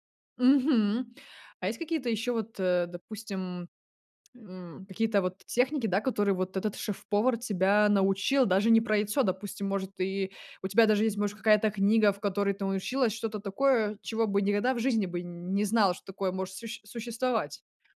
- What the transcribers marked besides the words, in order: none
- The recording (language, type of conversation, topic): Russian, podcast, Какие базовые кулинарные техники должен знать каждый?